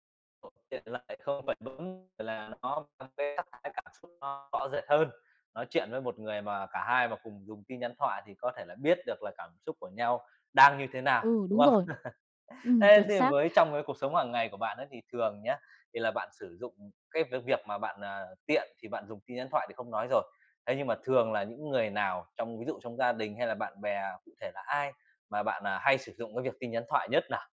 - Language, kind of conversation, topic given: Vietnamese, podcast, Bạn cảm thấy thế nào về việc nhắn tin thoại?
- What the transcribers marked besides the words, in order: other background noise; laugh; laughing while speaking: "chuẩn"